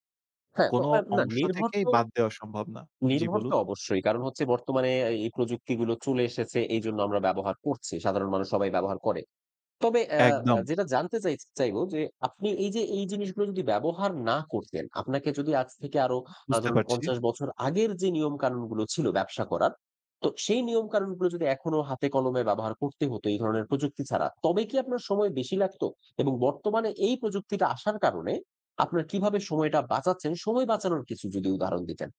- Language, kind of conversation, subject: Bengali, podcast, টেকনোলজি ব্যবহার করে আপনি কীভাবে সময় বাঁচান?
- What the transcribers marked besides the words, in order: other background noise